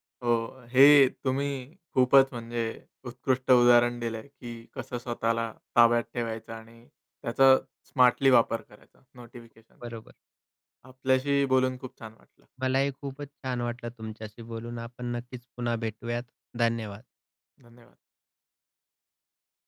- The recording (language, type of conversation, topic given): Marathi, podcast, स्मार्टफोनवरील सूचना तुम्ही कशा नियंत्रणात ठेवता?
- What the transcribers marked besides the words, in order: other background noise; tapping